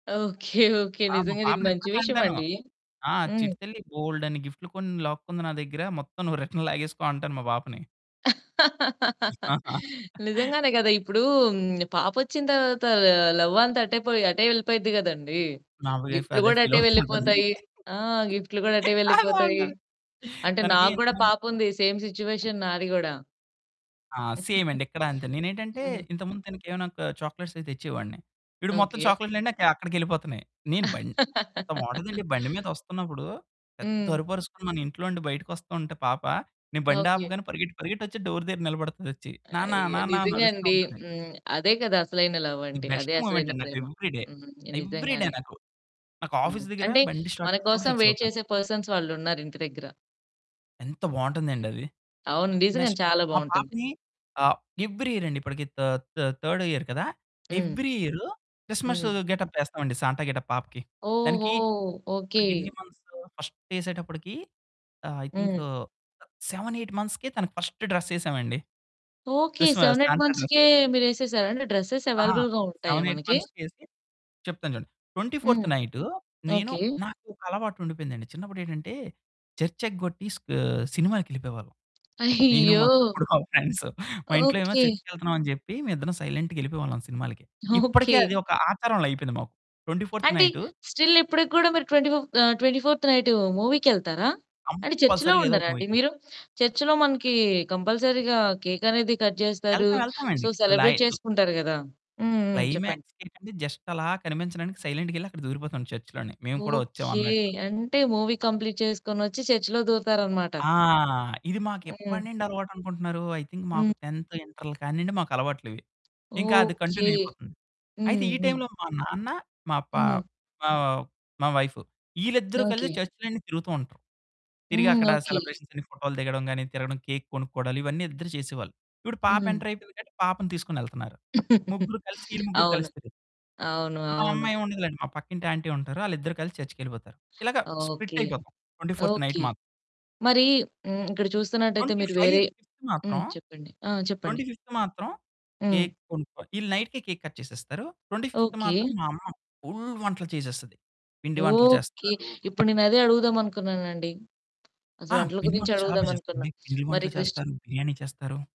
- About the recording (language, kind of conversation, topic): Telugu, podcast, మీ ఊరి పండుగలను మీరు కొత్త ఊర్లో ఎలా జరుపుకున్నారు?
- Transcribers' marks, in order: giggle; in English: "రిటర్న్"; laugh; chuckle; other background noise; in English: "లవ్"; in English: "వైఫ్"; in English: "ఫీల్"; laughing while speaking: "అవుతుంటది. అదే అంటది"; in English: "సేమ్ సిట్యుయేషన్"; in English: "సేమ్"; giggle; laugh; in English: "డోర్"; in English: "లవ్"; in English: "ది బెస్ట్ మొమెంట్"; in English: "ఎవ్రీడే. ఎవ్రీడే"; in English: "ఆఫీస్"; in English: "స్టార్ట్"; in English: "వెయిట్"; in English: "ఫిక్స్"; in English: "పర్సన్స్"; in English: "నెక్స్ట్"; in English: "ఎవ్రీ ఇయర్"; in English: "థ థ థర్డ్ ఇయర్"; in English: "ఎవ్రీ ఇయర్"; tapping; in English: "గెటప్"; in English: "సాంట గెటప్"; in English: "మంత్స్, ఫస్ట్"; in English: "ఐ థింక్ సెవెన్ ఎట్ మంత్స్‌కే"; in English: "ఫస్ట్ డ్రెస్"; in English: "సెవెన్ ఎట్ మంత్స్‌కే"; in English: "సాంట డ్రెస్"; in English: "డ్రెసెస్ అవైలబుల్‌గా"; in English: "సెవెన్ ఎయిట్"; in English: "ట్వెంటీ ఫోర్త్"; in English: "చర్చ్"; giggle; in English: "ఫ్రెండ్స్"; in English: "సైలెంట్‌గ"; giggle; in English: "ట్వెంటీ ఫోర్త్"; in English: "స్టిల్"; in English: "ట్వెంటీ ఫోర్త్"; in English: "కంపల్సరీగా"; in English: "మూవీకి"; in English: "చర్చ్‌లో"; in English: "కంపల్సరీగా కేక్"; in English: "కట్"; in English: "సో, సెలబ్రేట్"; in English: "క్లైమాక్స్‌కేంటంటే, జస్ట్"; in English: "సైలెంట్‌గ"; in English: "మూవీ కంప్లీట్"; in English: "ఐ థింక్"; in English: "టెంత్"; in English: "కంటిన్యూ"; in English: "సెలబ్రేషన్స్"; in English: "కేక్"; in English: "ఎంటర్"; chuckle; in English: "ఆంటీ"; in English: "చర్చ్‌కెళ్ళిపోతారు"; in English: "స్ప్లిట్"; in English: "ట్వెంటీ ఫోర్త్ నైట్"; in English: "ట్వెంటీ ఫైవ్ ఫిఫ్త్"; in English: "ట్వెంటీ ఫిఫ్త్"; in English: "కేక్"; in English: "నైట్‌కే కేక్ కట్"; in English: "ట్వెంటీ ఫిఫ్త్"; in English: "ఫుల్"